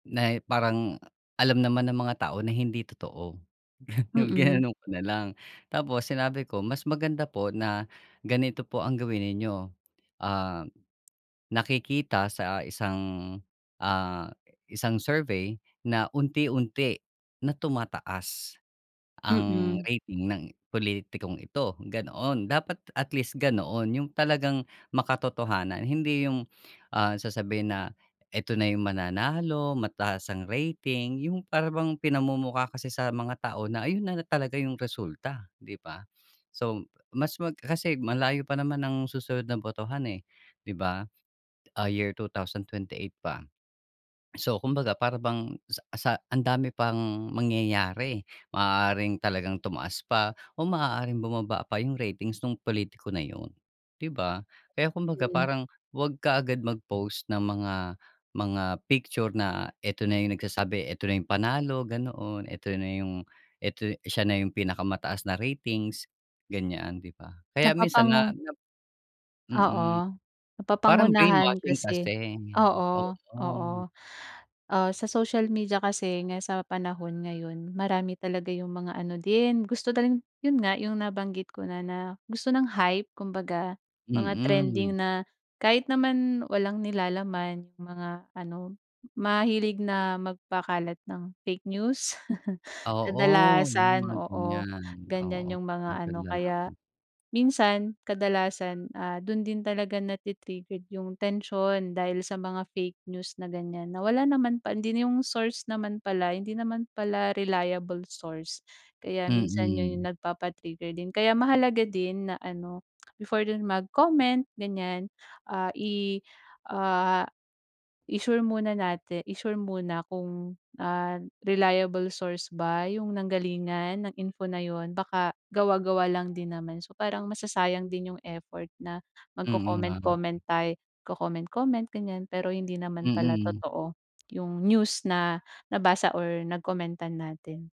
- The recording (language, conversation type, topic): Filipino, advice, Paano mo hinaharap ang tensyon sa pagte-text o sa pakikipag-ugnayan sa sosyal na midya?
- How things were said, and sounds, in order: chuckle; laughing while speaking: "Yung ginanoon ko na lang"; gasp; tapping; gasp; sniff; gasp; gasp; gasp; tongue click; gasp; in English: "brainwashing"; other noise; in English: "hype"; chuckle; gasp; in English: "reliable source"; tongue click; in English: "reliable source"; gasp